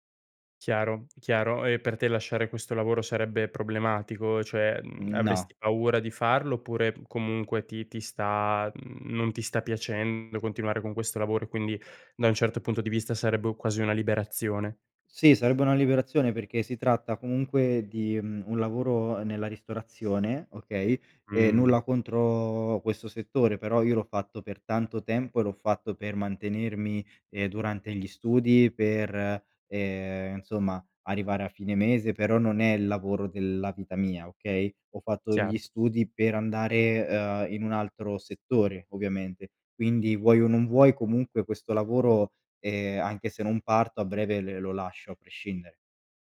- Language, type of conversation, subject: Italian, advice, Come posso usare pause e cambi di scenario per superare un blocco creativo?
- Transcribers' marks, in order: none